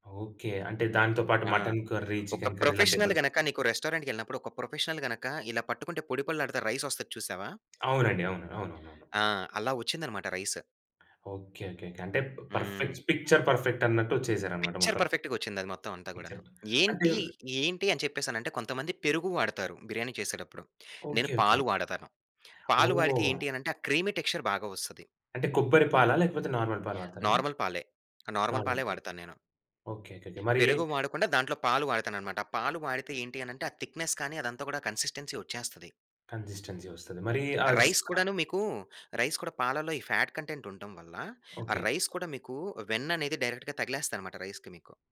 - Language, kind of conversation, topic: Telugu, podcast, అతిథుల కోసం వండేటప్పుడు ఒత్తిడిని ఎలా ఎదుర్కొంటారు?
- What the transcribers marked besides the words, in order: in English: "మటన్ కర్రీ, చికెన్ కర్రీ"; in English: "ప్రొఫెషనల్"; other background noise; in English: "ప్రొఫెషనల్"; tapping; in English: "రైస్"; in English: "పర్ఫెక్ట్ పిక్చర్"; in English: "పిక్చర్"; in English: "పిక్చర్"; in English: "క్రీమీ టెక్‌స్చ‌ర్"; in English: "నార్మల్"; in English: "నార్మల్"; in English: "నార్మల్"; in English: "థిక్‌నెస్"; in English: "కన్సి‌స్టెన్సి"; in English: "కన్సిస్టెన్సి"; in English: "రైస్"; in English: "రైస్"; in English: "ఫాట్ కంటెంట్"; in English: "రైస్"; in English: "డైరెక్ట్‌గా"; in English: "రైస్‌కి"